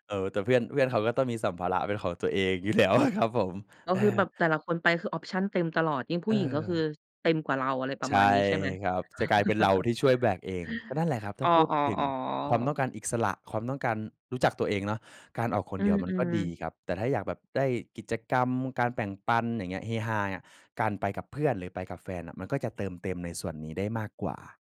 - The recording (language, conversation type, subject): Thai, podcast, ข้อดีข้อเสียของการเที่ยวคนเดียว
- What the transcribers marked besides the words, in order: laughing while speaking: "แล้วอะ"; in English: "ออปชัน"; chuckle